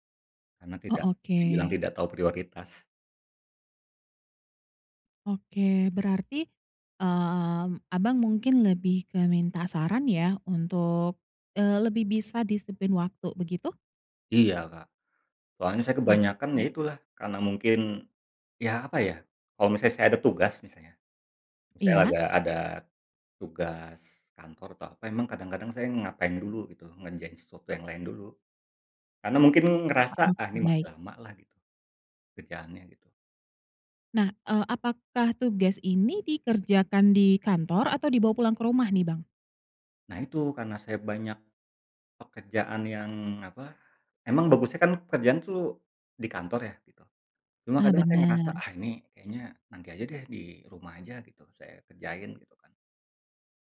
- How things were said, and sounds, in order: tapping
- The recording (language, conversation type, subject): Indonesian, advice, Mengapa kamu sering meremehkan waktu yang dibutuhkan untuk menyelesaikan suatu tugas?